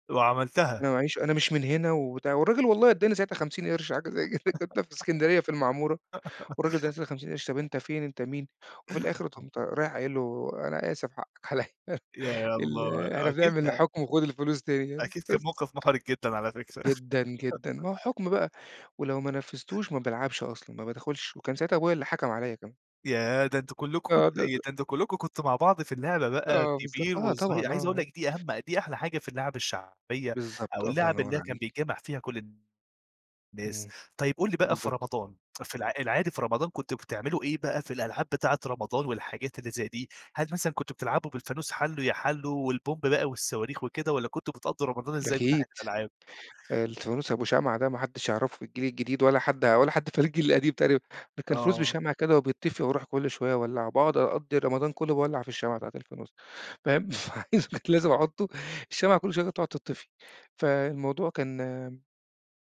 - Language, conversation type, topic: Arabic, podcast, إيه اللعبة اللي كان ليها تأثير كبير على عيلتك؟
- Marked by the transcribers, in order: tapping; giggle; chuckle; unintelligible speech; laugh; laugh; other background noise; unintelligible speech; chuckle